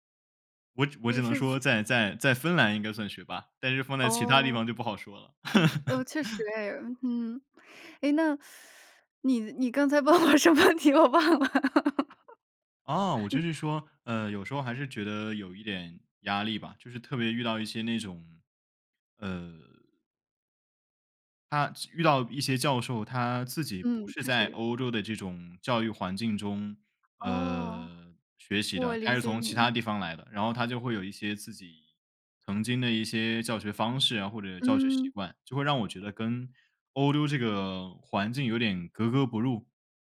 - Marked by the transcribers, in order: laugh; teeth sucking; laughing while speaking: "问我什么问题我忘了"; laugh
- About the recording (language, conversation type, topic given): Chinese, unstructured, 学习压力对学生有多大影响？